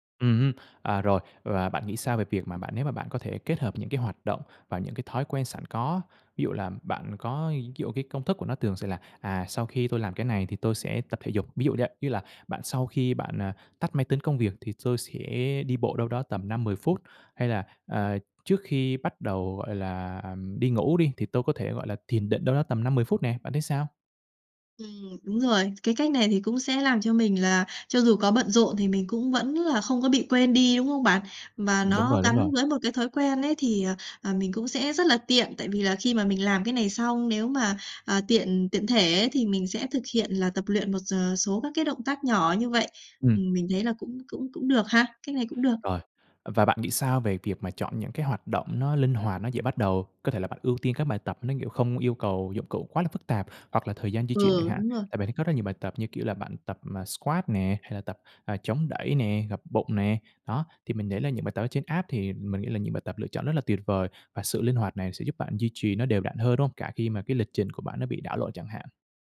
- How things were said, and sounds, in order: in English: "squat"; in English: "app"
- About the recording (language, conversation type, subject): Vietnamese, advice, Làm sao sắp xếp thời gian để tập luyện khi tôi quá bận rộn?